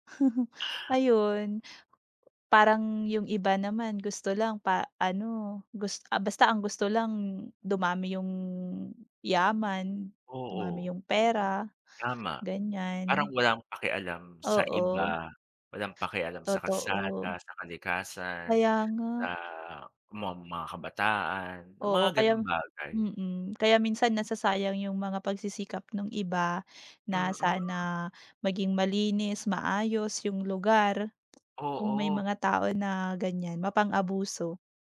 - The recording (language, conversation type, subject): Filipino, unstructured, Bakit mahalaga ang pakikilahok ng mamamayan sa pamahalaan?
- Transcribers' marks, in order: chuckle; tapping